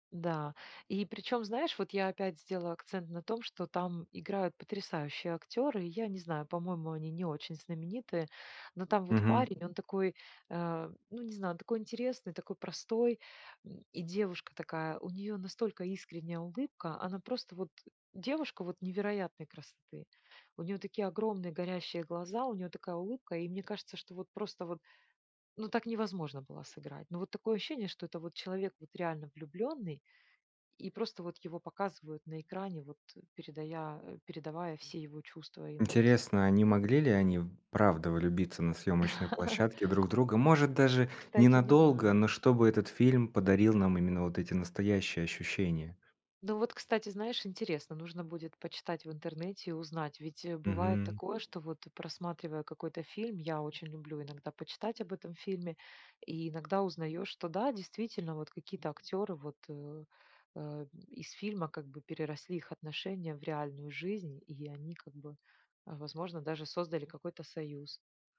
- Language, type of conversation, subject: Russian, podcast, О каком своём любимом фильме вы бы рассказали и почему он вам близок?
- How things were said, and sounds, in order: laugh; other background noise; alarm